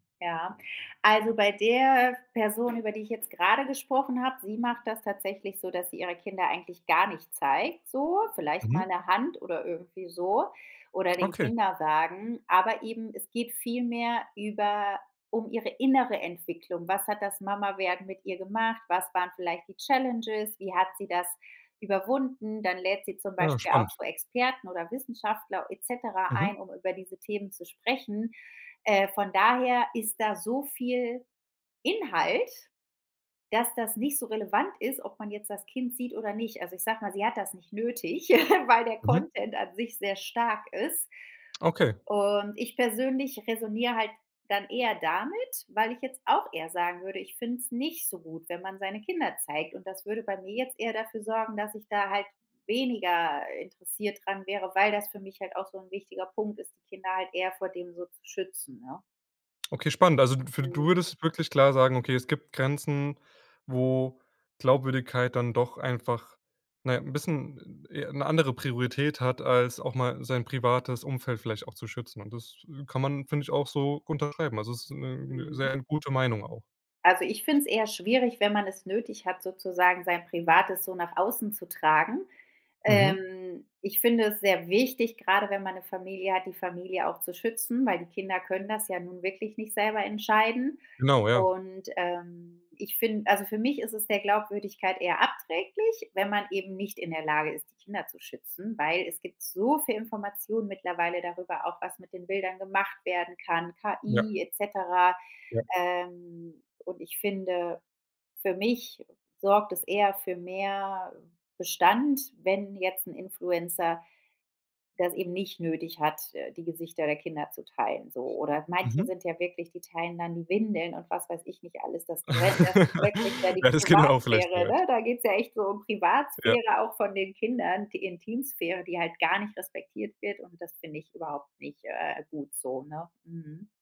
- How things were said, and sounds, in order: other background noise; chuckle; laughing while speaking: "weil der Content"; chuckle; laughing while speaking: "Ja, das geht ja"
- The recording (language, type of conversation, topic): German, podcast, Was macht für dich eine Influencerin oder einen Influencer glaubwürdig?